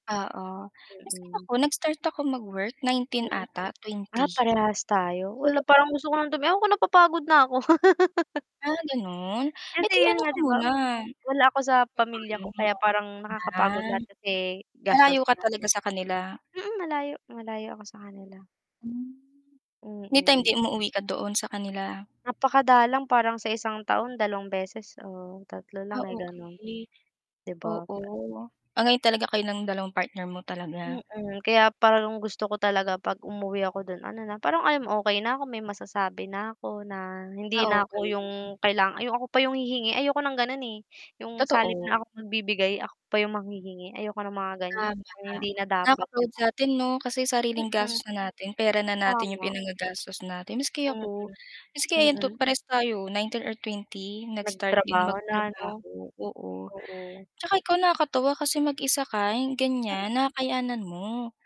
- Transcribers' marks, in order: static; distorted speech; mechanical hum; laugh; unintelligible speech; tapping
- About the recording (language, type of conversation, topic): Filipino, unstructured, Ano ang mga pangarap na nais mong makamit bago ka mag-30?